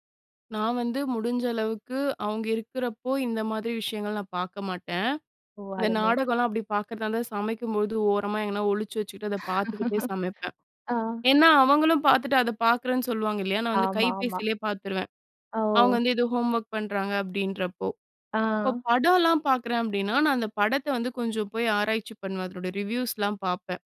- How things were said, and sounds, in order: other background noise; laugh; in English: "ஹோம்வொர்க்"; in English: "ரிவ்யூஸ்லாம்"
- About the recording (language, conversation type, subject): Tamil, podcast, குழந்தைகளின் திரை நேரத்தை நீங்கள் எப்படி கையாள்கிறீர்கள்?